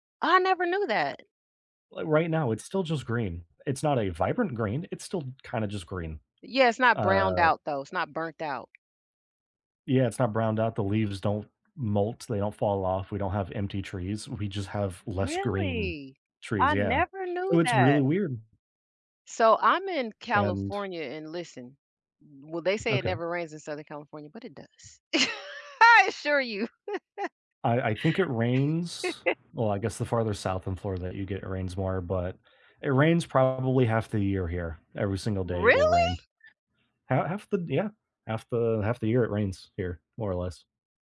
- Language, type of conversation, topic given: English, unstructured, How can I better appreciate being in nature?
- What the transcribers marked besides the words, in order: tapping; other background noise; laughing while speaking: "I assure you"; chuckle; surprised: "Really?"